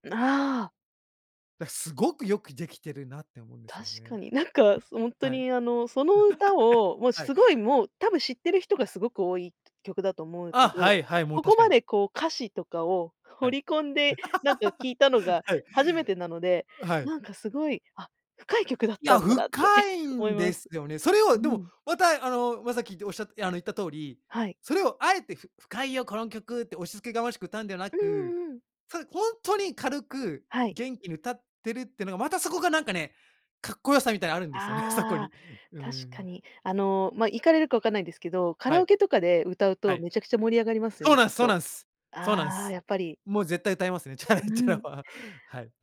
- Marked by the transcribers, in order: laugh; laugh; put-on voice: "ふ 深いよこの曲"; laughing while speaking: "CHA-LA HEAD-CHA-LAは"; tapping
- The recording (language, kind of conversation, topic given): Japanese, podcast, 聴くと必ず元気になれる曲はありますか？